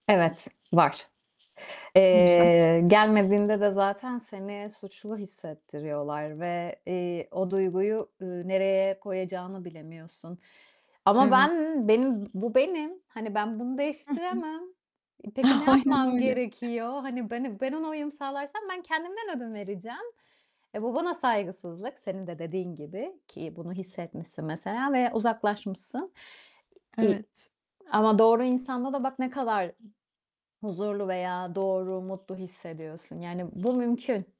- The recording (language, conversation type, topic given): Turkish, advice, Partnerimle sınırlarımı nasıl konuşmalıyım?
- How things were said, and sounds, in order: other background noise; distorted speech; chuckle